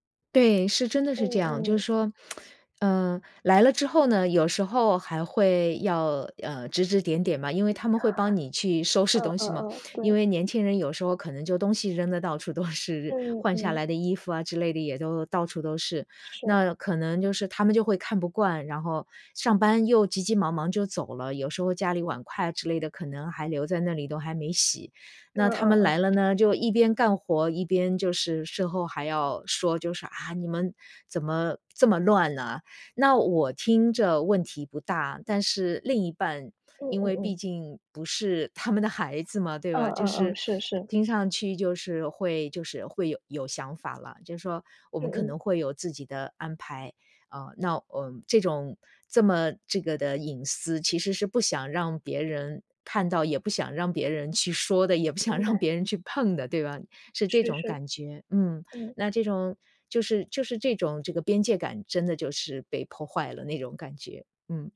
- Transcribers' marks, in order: lip smack; chuckle; tapping
- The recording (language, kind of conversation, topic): Chinese, advice, 我该怎么和家人谈清界限又不伤感情？